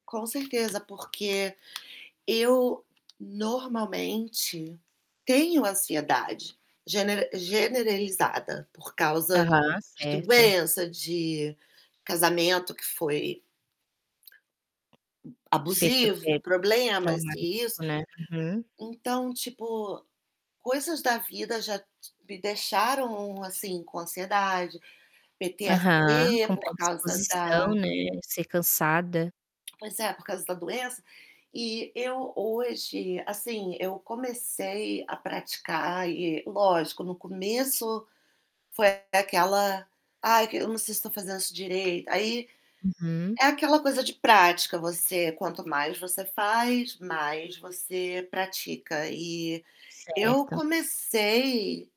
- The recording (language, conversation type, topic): Portuguese, podcast, Como você recarrega as energias no dia a dia?
- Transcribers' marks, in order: static; tapping; "generalizada" said as "generelizada"; distorted speech; other background noise; tongue click